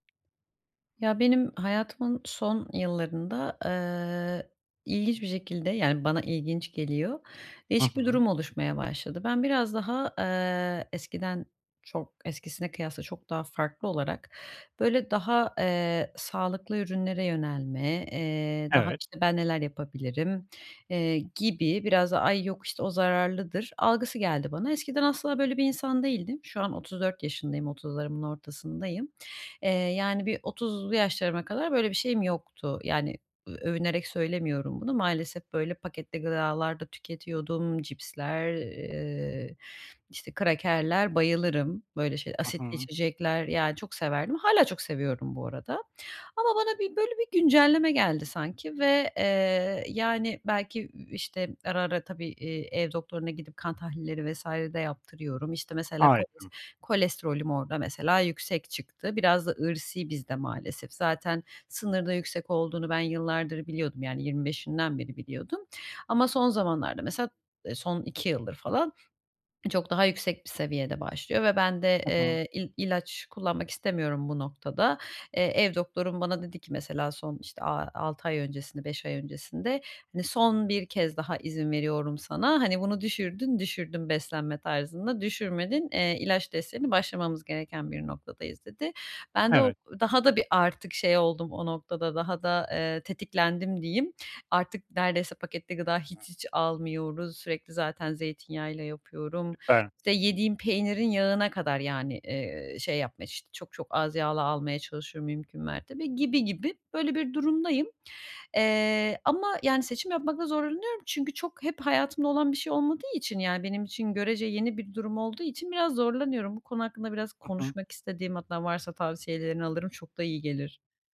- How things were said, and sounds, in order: tapping; swallow
- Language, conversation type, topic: Turkish, advice, Markette alışveriş yaparken nasıl daha sağlıklı seçimler yapabilirim?